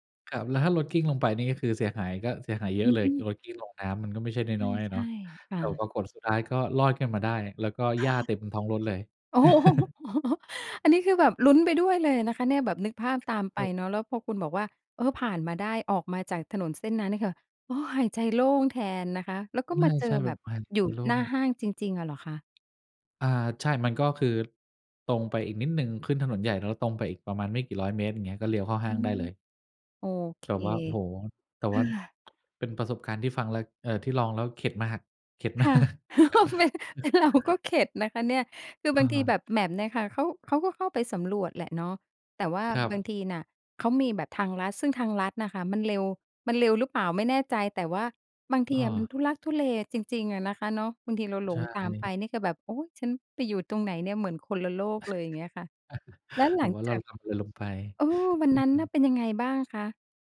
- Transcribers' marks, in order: laughing while speaking: "โอ้โฮ"; chuckle; sigh; tapping; laughing while speaking: "ไม่ ไอ้เราก็เข็ดนะคะเนี่ย"; laughing while speaking: "มาก"; chuckle; in English: "Map"; chuckle
- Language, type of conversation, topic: Thai, podcast, มีช่วงไหนที่คุณหลงทางแล้วได้บทเรียนสำคัญไหม?